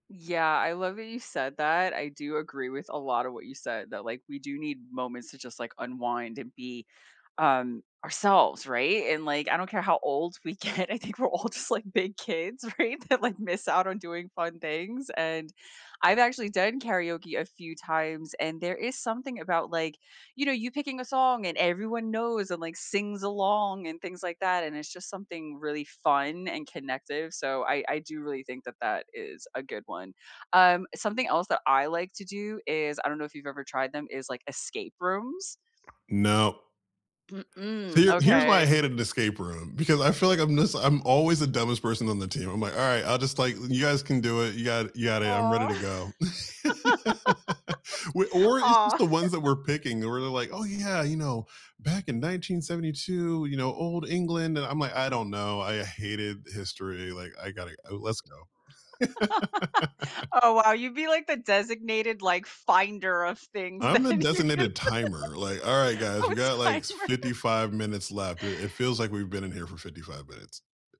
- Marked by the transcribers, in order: laughing while speaking: "get. I think we're all just, like, big kids, right, that, like"; tapping; other background noise; laugh; laugh; laugh; laughing while speaking: "then you can"; laughing while speaking: "timer"
- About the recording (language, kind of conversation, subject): English, unstructured, What meaningful traditions can you start together to deepen your connection with friends or a partner?
- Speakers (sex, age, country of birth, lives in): female, 40-44, United States, United States; male, 40-44, United States, United States